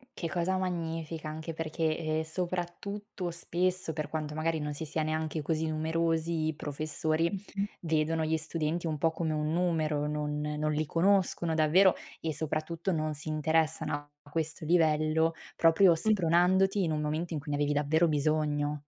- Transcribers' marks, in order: other background noise
- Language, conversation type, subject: Italian, podcast, Quando ti sei sentito davvero orgoglioso di te?